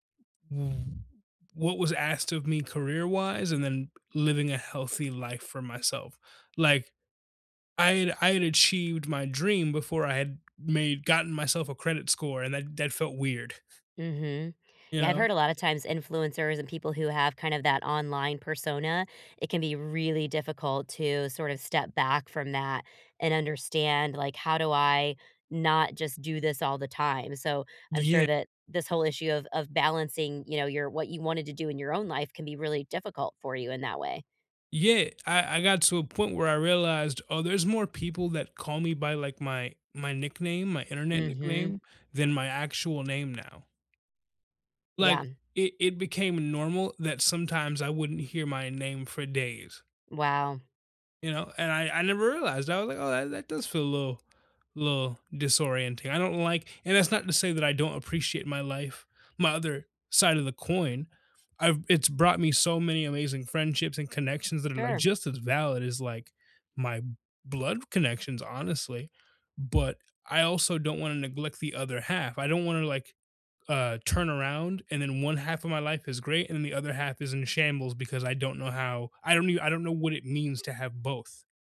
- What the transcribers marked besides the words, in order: tapping
- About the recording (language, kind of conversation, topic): English, unstructured, How can I balance work and personal life?
- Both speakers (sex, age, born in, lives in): female, 40-44, United States, United States; male, 20-24, United States, United States